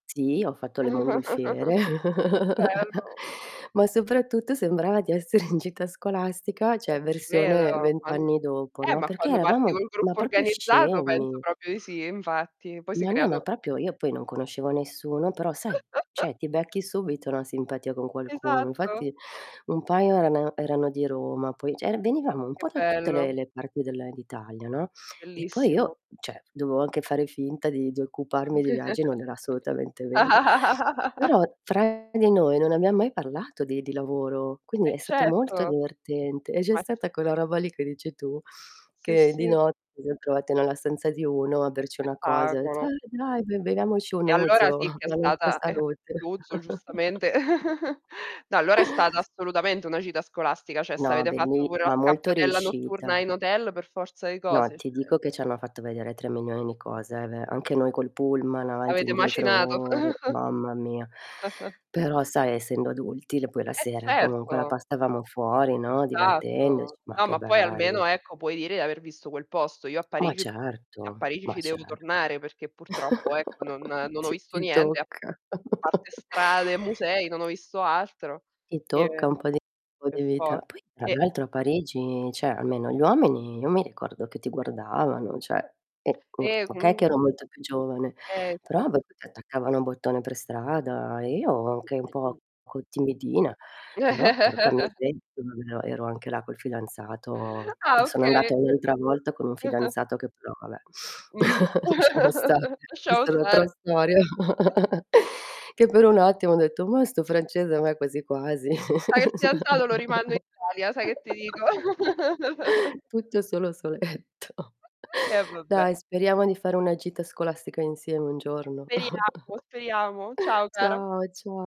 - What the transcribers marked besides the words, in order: chuckle; distorted speech; "bello" said as "pello"; chuckle; laughing while speaking: "in"; "cioè" said as "ceh"; "proprio" said as "propio"; "proprio" said as "propio"; "proprio" said as "prapio"; tapping; chuckle; "cioè" said as "ceh"; "cioè" said as "ceh"; "dovevo" said as "doveo"; chuckle; laugh; "certo" said as "cetto"; "c'è" said as "g'è"; chuckle; "cioè" said as "ceh"; "cioè" said as "ceh"; "di" said as "ni"; chuckle; "passavamo" said as "pastavamo"; other background noise; chuckle; chuckle; "cioè" said as "ceh"; "cioè" said as "ceh"; unintelligible speech; unintelligible speech; chuckle; unintelligible speech; chuckle; chuckle; laughing while speaking: "Lasciamo stare"; chuckle; chuckle; chuckle; laughing while speaking: "soletto"; chuckle; chuckle
- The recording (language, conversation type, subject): Italian, unstructured, Qual è stata la tua gita scolastica preferita?